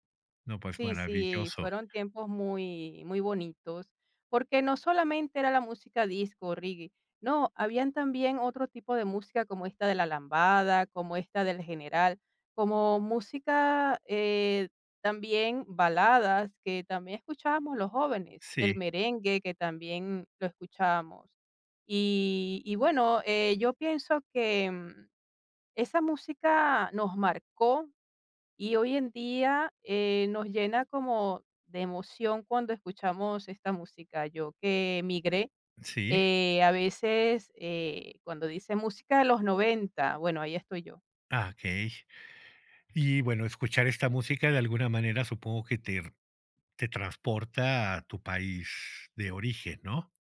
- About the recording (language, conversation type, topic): Spanish, podcast, Oye, ¿cómo descubriste la música que marcó tu adolescencia?
- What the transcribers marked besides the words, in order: none